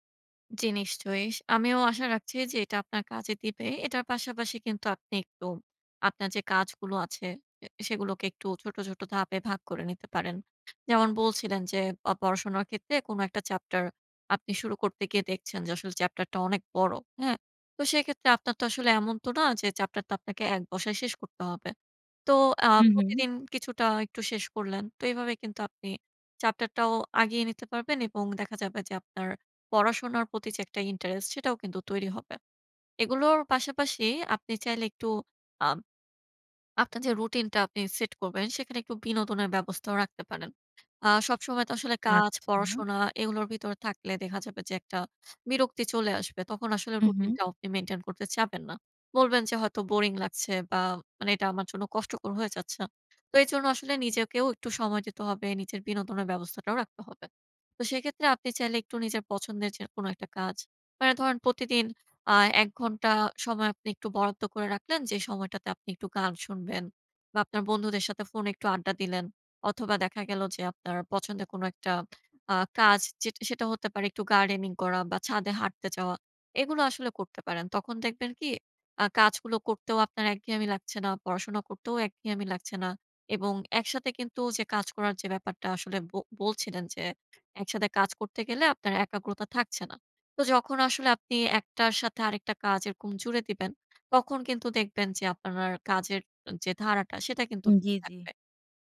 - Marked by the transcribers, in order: "আপনার" said as "আপনারার"
- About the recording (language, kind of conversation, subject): Bengali, advice, বহু কাজের মধ্যে কীভাবে একাগ্রতা বজায় রেখে কাজ শেষ করতে পারি?